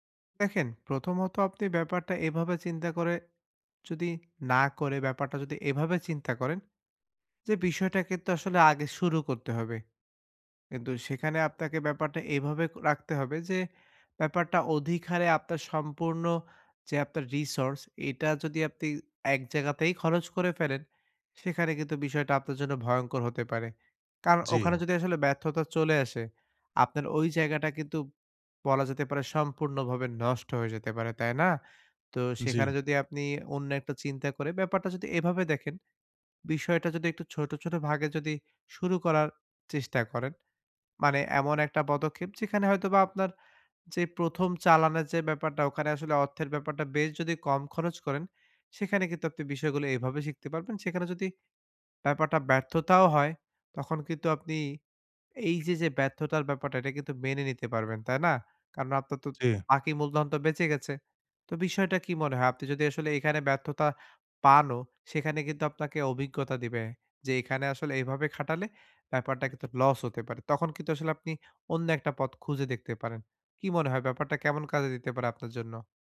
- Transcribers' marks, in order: tapping; "আপনার" said as "আপতাতো"; other background noise
- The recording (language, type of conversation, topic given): Bengali, advice, ব্যর্থতার ভয়ে চেষ্টা করা বন্ধ করা